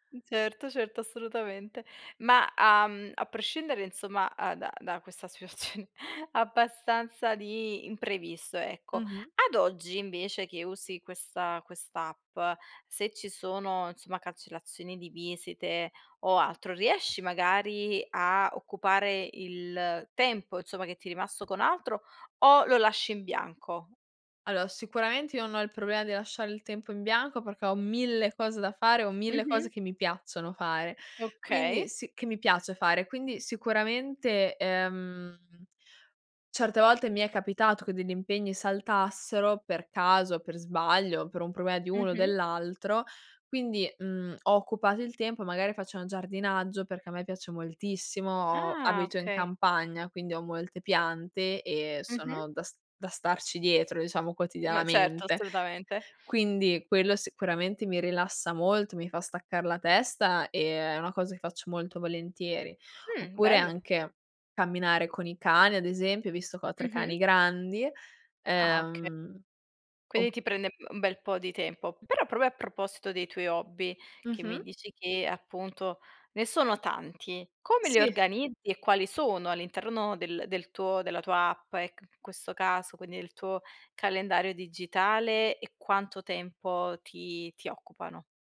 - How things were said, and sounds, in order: laughing while speaking: "situazin"; "situazione" said as "situazin"
- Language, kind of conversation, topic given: Italian, podcast, Come programmi la tua giornata usando il calendario?